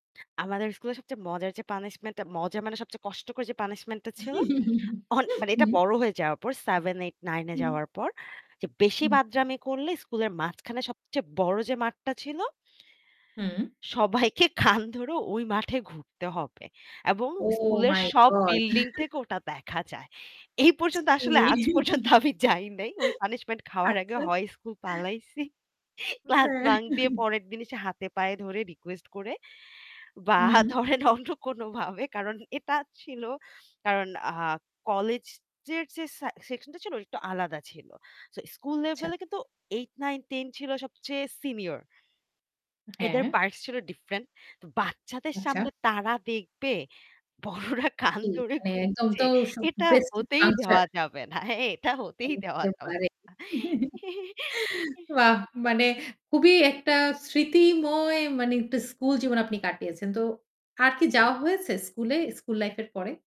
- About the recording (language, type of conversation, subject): Bengali, podcast, তোমার স্কুলজীবনের সবচেয়ে স্মরণীয় মুহূর্তটা কী ছিল?
- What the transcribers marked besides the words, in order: static; chuckle; distorted speech; laughing while speaking: "সবাইকে কান ধরে ওই মাঠে ঘুরতে হবে"; chuckle; chuckle; laughing while speaking: "আচ্ছা"; laughing while speaking: "এই পর্যন্ত আসলে আজ পর্যন্ত … ধরেন অন্য কোনোভাবে"; laughing while speaking: "হ্যাঁ"; tongue click; in English: "parts"; in English: "different"; laughing while speaking: "বড়রা কান ধরে ঘুরছে। এটা … দেওয়া যাবে না"; chuckle; laughing while speaking: "বাহ! মানে খুবই একটা স্মৃতিময় মানে"; chuckle